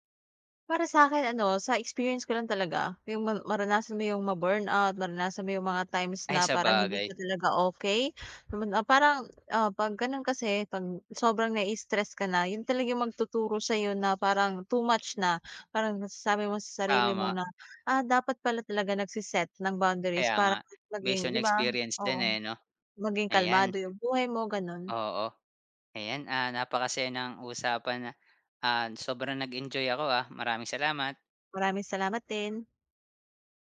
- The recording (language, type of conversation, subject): Filipino, podcast, Paano ka nagtatakda ng hangganan sa pagitan ng trabaho at personal na buhay?
- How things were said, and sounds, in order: other background noise